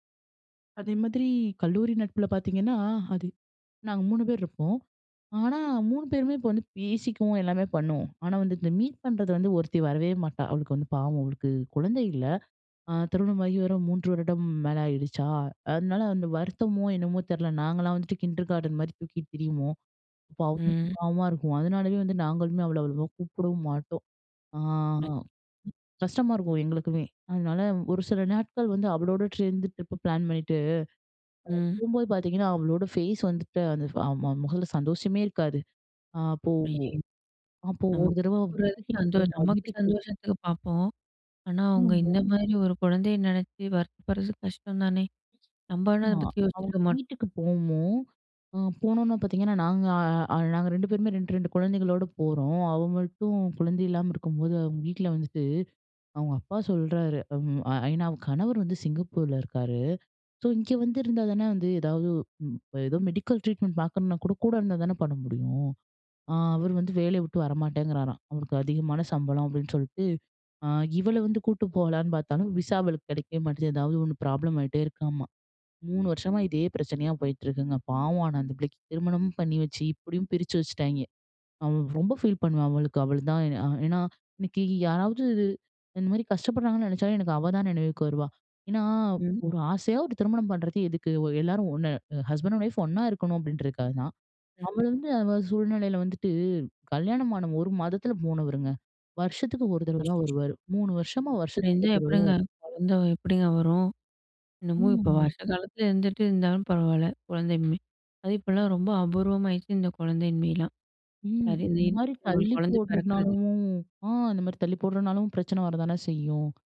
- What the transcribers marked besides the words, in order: unintelligible speech; other background noise; unintelligible speech; other noise; unintelligible speech
- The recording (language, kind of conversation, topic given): Tamil, podcast, தூரம் இருந்தாலும் நட்பு நீடிக்க என்ன வழிகள் உண்டு?